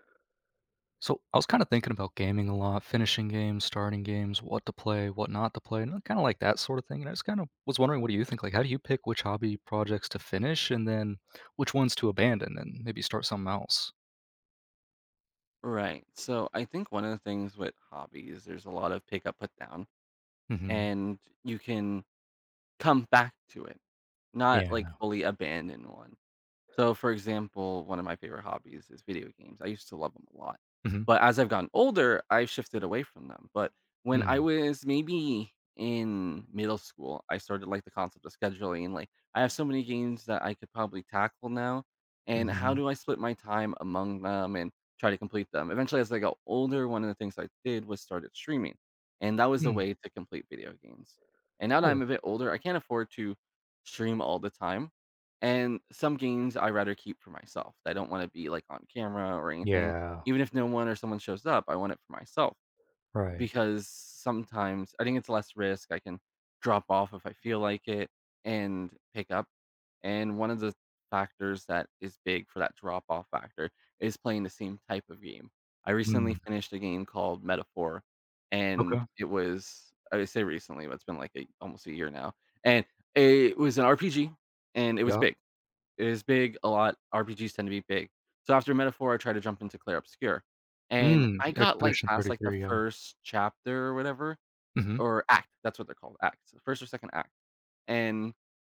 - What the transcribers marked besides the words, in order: other background noise
- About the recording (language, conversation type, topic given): English, unstructured, How do you decide which hobby projects to finish and which ones to abandon?